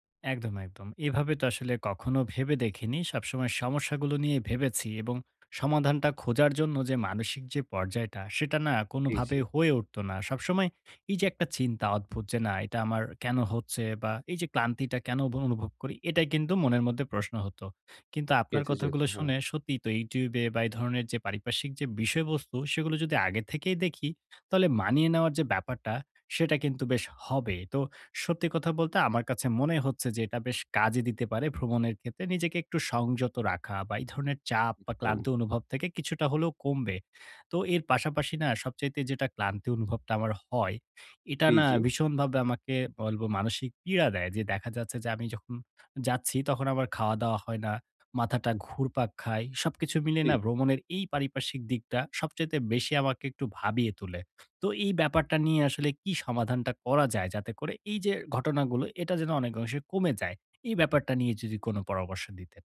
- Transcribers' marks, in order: none
- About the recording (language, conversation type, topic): Bengali, advice, ভ্রমণে আমি কেন এত ক্লান্তি ও মানসিক চাপ অনুভব করি?